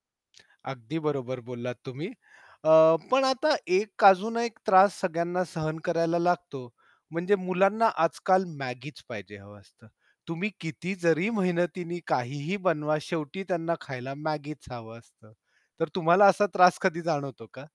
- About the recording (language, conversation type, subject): Marathi, podcast, घरच्या साध्या जेवणाची चव लगेचच उठावदार करणारी छोटी युक्ती कोणती आहे?
- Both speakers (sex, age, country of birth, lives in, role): female, 25-29, India, India, guest; male, 45-49, India, India, host
- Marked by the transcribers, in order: none